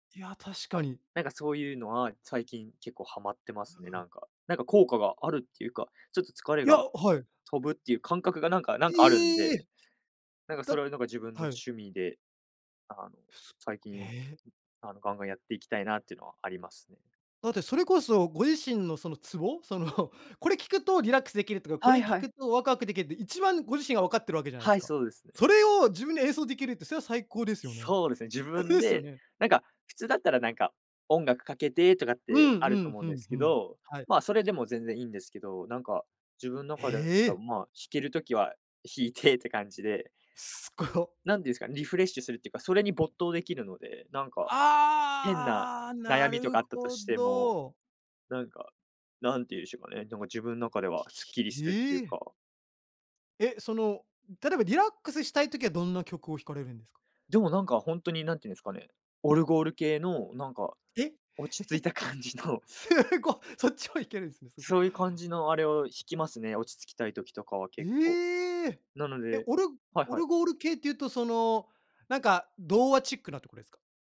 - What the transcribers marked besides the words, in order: other noise; tapping; chuckle; laughing while speaking: "すご、そっちも"; laughing while speaking: "感じの"
- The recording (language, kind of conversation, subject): Japanese, podcast, 最近ハマっている趣味は何ですか？